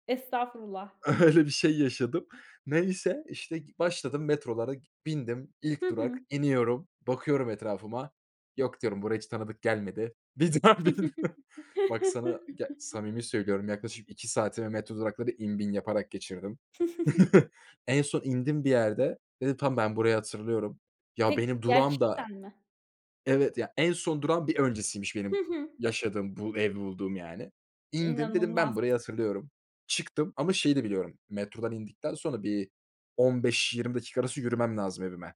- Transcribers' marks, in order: laughing while speaking: "Öyle"; laughing while speaking: "Bir daha biniyorum"; chuckle; chuckle
- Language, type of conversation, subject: Turkish, podcast, Yolda yönünü kaybettiğin bir anı bize anlatır mısın, o anda ne yaptın?